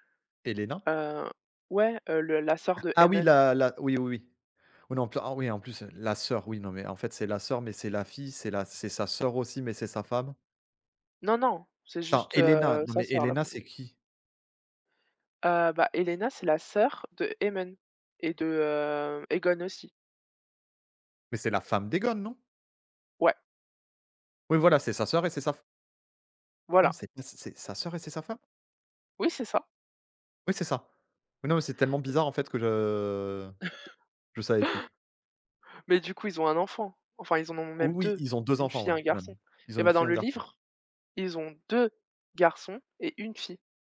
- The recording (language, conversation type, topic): French, unstructured, Qu’est-ce qui rend certaines séries télévisées particulièrement captivantes pour vous ?
- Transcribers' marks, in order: drawn out: "heu"; tapping; chuckle; drawn out: "je"; stressed: "Oui"; stressed: "deux"